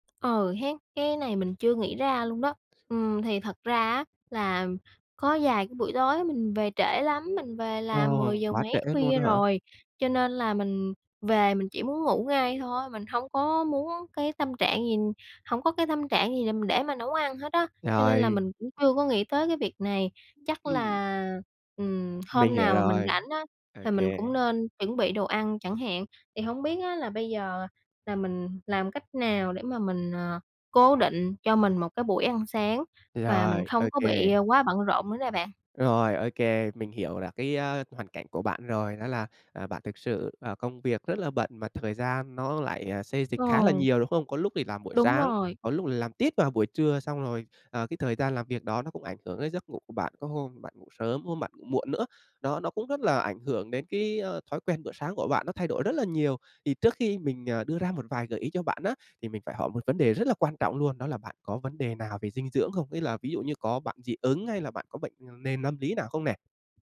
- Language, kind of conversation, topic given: Vietnamese, advice, Làm thế nào để tôi không bỏ bữa sáng khi buổi sáng quá bận rộn?
- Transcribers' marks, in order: tapping; other background noise